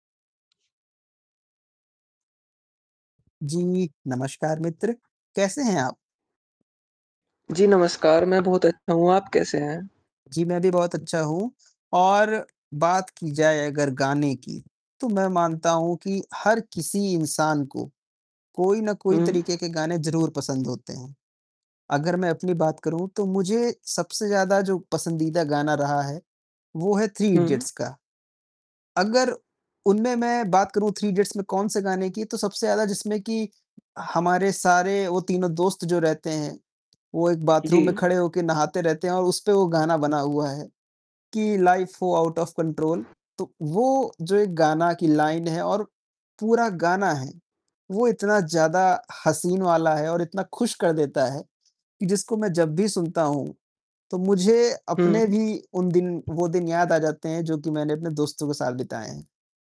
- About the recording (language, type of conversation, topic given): Hindi, unstructured, आपको कौन सा गाना सबसे ज़्यादा खुश करता है?
- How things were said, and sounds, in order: distorted speech; static; tapping; other background noise; mechanical hum; in English: "बाथरूम"; in English: "लाइन"